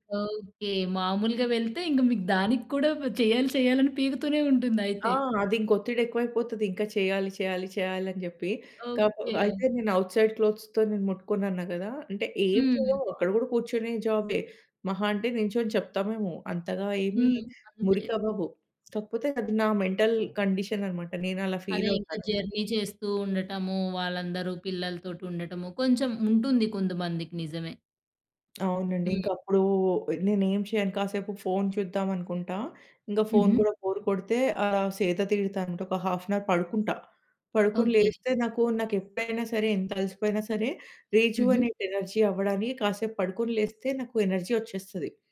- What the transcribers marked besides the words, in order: tapping; in English: "ఔట్ సైడ్ క్లోత్స్‌తో"; in English: "మెంటల్"; in English: "జర్నీ"; in English: "బోర్"; in English: "హాఫ్ అన్ అవర్"; "రోజు" said as "రేజు"; in English: "ఎనర్జీ"; in English: "ఎనర్జీ"
- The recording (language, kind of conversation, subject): Telugu, podcast, పని తర్వాత విశ్రాంతి పొందడానికి మీరు సాధారణంగా ఏమి చేస్తారు?